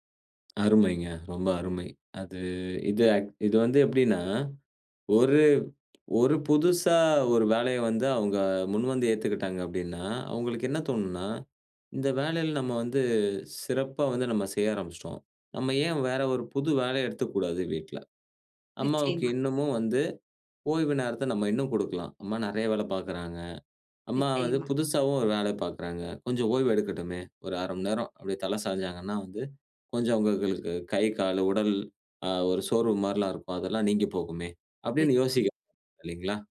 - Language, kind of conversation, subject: Tamil, podcast, வீட்டுப் பணிகளில் பிள்ளைகள் எப்படிப் பங்குபெறுகிறார்கள்?
- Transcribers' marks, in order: unintelligible speech